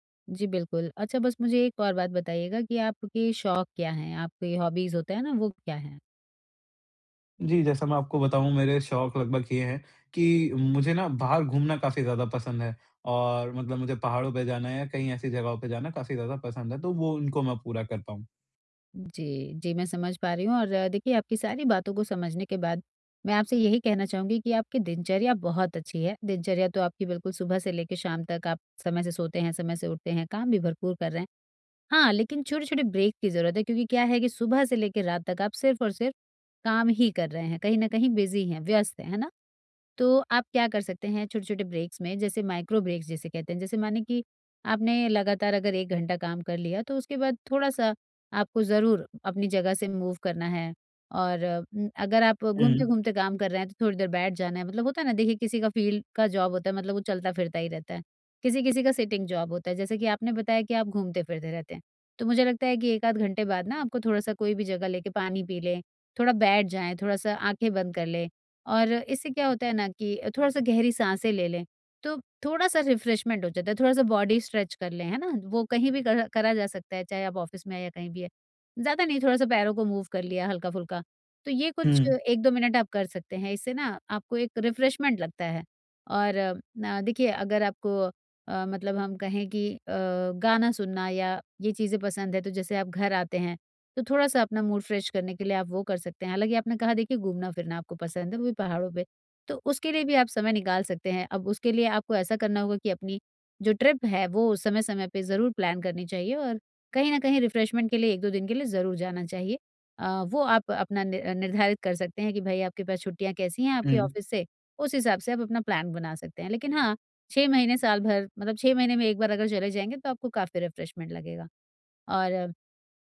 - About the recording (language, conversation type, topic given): Hindi, advice, काम के दौरान थकान कम करने और मन को तरोताज़ा रखने के लिए मैं ब्रेक कैसे लूँ?
- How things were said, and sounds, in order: tapping; in English: "हॉबीस"; in English: "ब्रेक"; in English: "बिजी"; in English: "ब्रेक्स"; in English: "माइक्रो ब्रेक्स"; in English: "मूव"; other noise; in English: "फील्ड"; in English: "जॉब"; in English: "सिटिंग जॉब"; in English: "रिफ्रेश्मेन्ट"; in English: "बॉडी स्ट्रेच"; in English: "ऑफिस"; in English: "मूव"; in English: "रिफ्रेश्मेन्ट"; in English: "मूड फ्रेश"; in English: "ट्रिप"; in English: "प्लान"; in English: "रिफ्रेश्मेन्ट"; in English: "ऑफिस"; in English: "प्लान"; in English: "रिफ्रेश्मेन्ट"